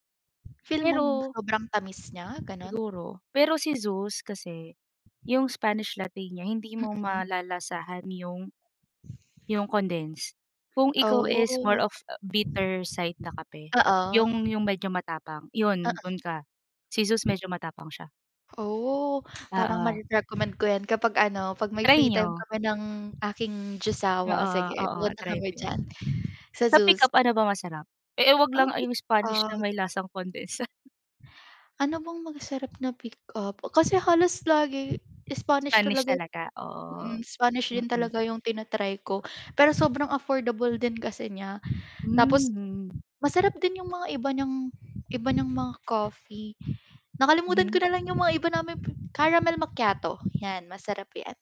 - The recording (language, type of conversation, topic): Filipino, unstructured, Ano ang hilig mong gawin kapag may libreng oras ka?
- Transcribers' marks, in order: wind; other background noise; distorted speech; static; drawn out: "Oh"; drawn out: "Oh"; tapping; unintelligible speech